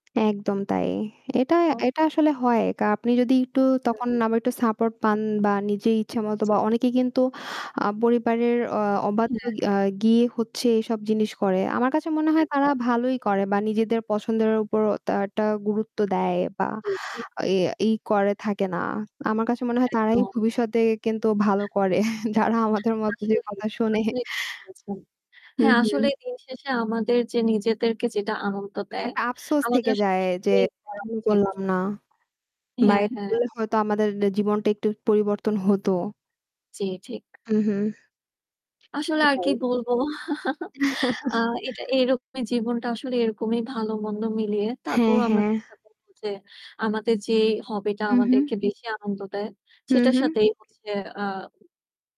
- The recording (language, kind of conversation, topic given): Bengali, unstructured, কোন শখটি তোমাকে সবচেয়ে বেশি আনন্দ দেয়?
- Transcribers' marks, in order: static; distorted speech; unintelligible speech; other background noise; laughing while speaking: "করে যারা আমাদের মতো যে কথা শোনে"; unintelligible speech; tapping; chuckle; laugh; in English: "hobby"